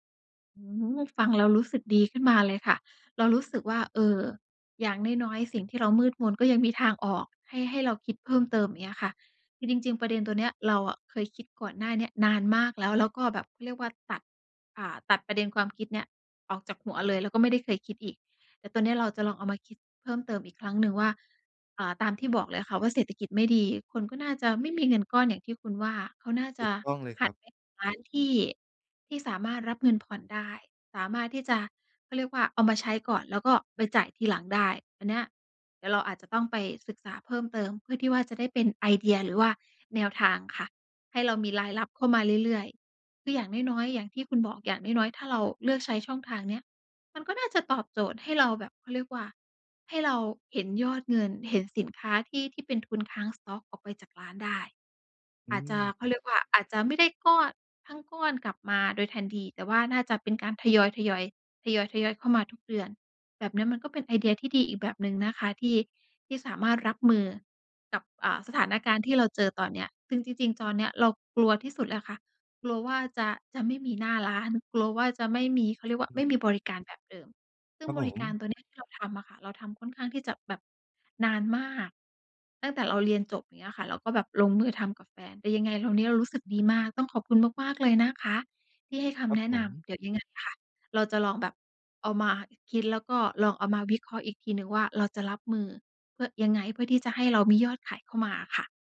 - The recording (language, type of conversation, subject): Thai, advice, ฉันจะรับมือกับความกลัวและความล้มเหลวได้อย่างไร
- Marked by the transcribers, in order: in English: "สต๊อก"